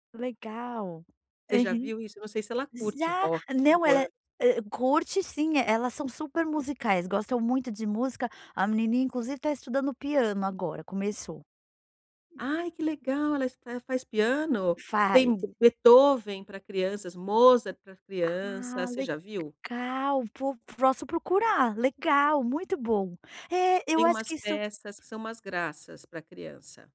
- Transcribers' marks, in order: tapping; other background noise
- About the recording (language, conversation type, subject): Portuguese, advice, Como escolher um presente quando não sei o que comprar?